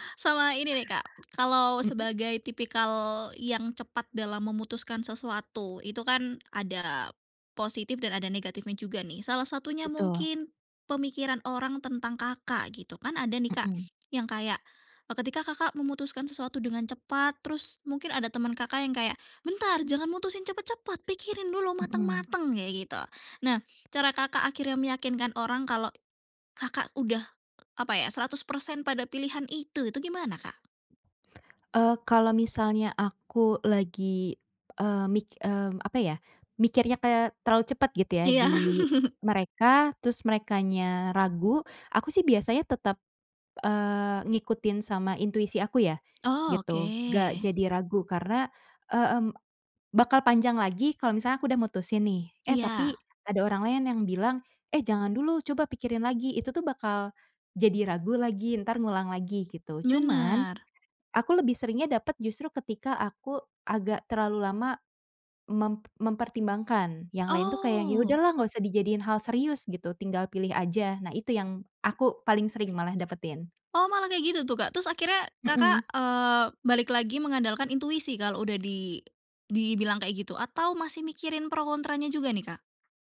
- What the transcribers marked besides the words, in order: tapping; chuckle
- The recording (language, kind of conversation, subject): Indonesian, podcast, Apakah ada trik cepat untuk keluar dari kebingungan saat harus memilih?